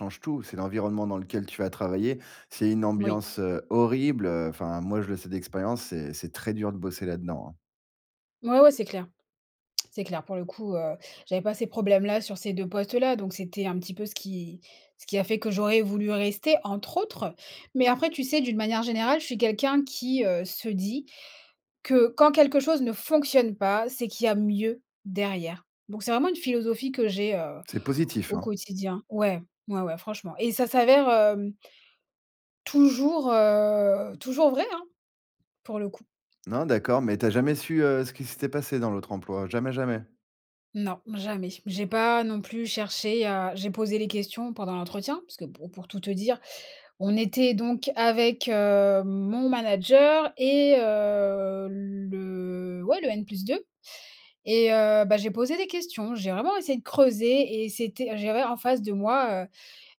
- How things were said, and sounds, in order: other background noise; drawn out: "heu"; drawn out: "heu, le"
- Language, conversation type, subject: French, podcast, Quelle opportunité manquée s’est finalement révélée être une bénédiction ?